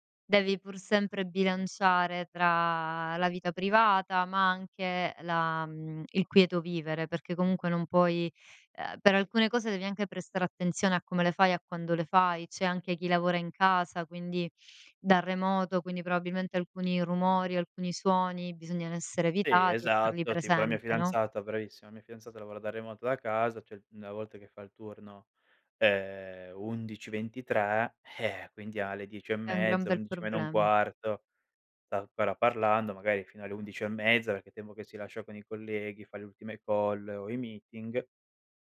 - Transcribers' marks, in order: "cioè" said as "ceh"; in English: "call"; in English: "meeting"
- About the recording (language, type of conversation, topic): Italian, podcast, Come si crea fiducia tra vicini, secondo te?